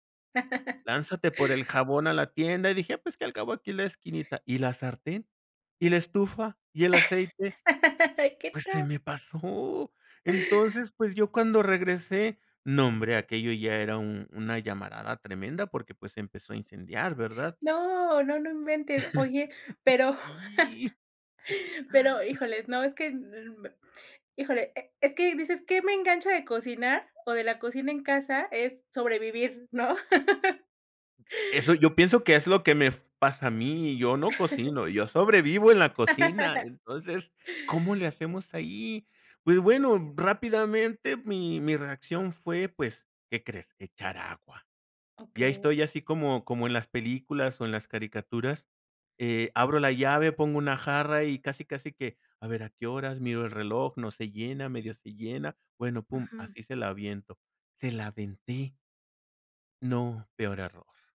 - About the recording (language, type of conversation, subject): Spanish, podcast, ¿Qué es lo que más te engancha de cocinar en casa?
- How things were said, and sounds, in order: laugh; laugh; chuckle; laughing while speaking: "Sí"; giggle; chuckle; laugh; laugh